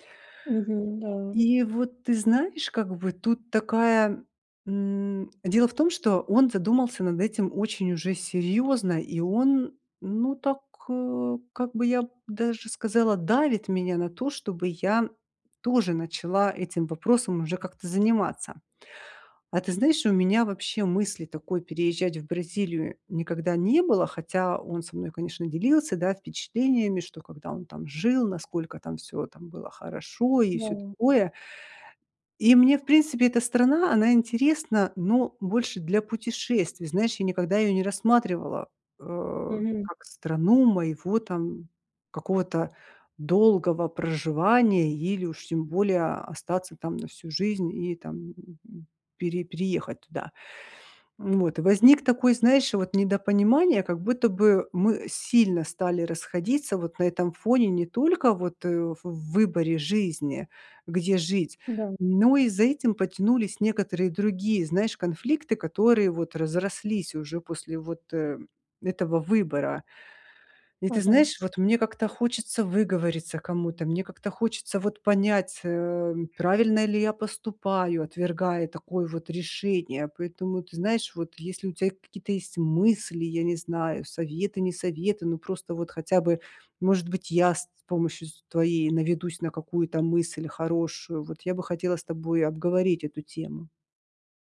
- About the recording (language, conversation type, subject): Russian, advice, Как понять, совместимы ли мы с партнёром, если у нас разные жизненные приоритеты?
- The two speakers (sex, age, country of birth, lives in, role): female, 30-34, Kazakhstan, Germany, advisor; female, 40-44, Russia, Italy, user
- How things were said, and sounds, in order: other background noise; tapping